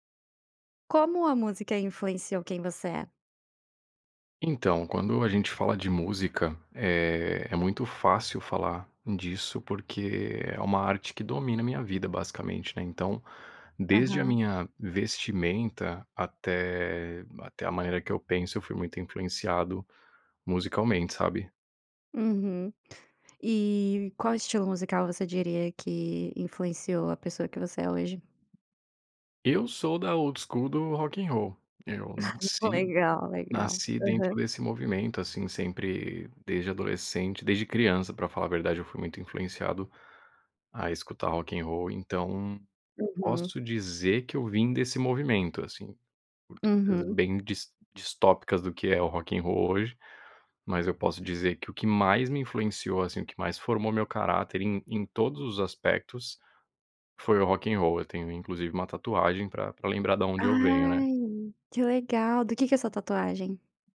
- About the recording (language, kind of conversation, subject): Portuguese, podcast, Como a música influenciou quem você é?
- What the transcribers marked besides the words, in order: other background noise; tapping; in English: "old school"; chuckle; unintelligible speech; drawn out: "Ai"